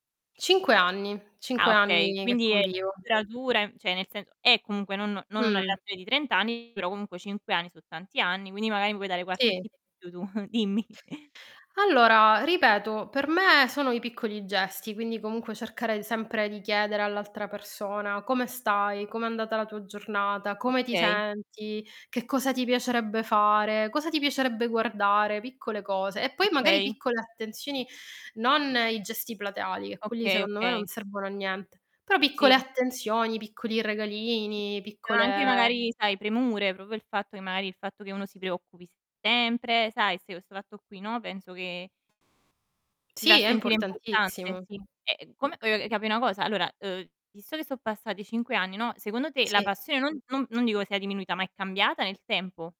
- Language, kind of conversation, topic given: Italian, unstructured, Come si può mantenere viva la passione nel tempo?
- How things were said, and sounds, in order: distorted speech; other background noise; in English: "tip"; giggle; laughing while speaking: "dimmi"; "proprio" said as "propo"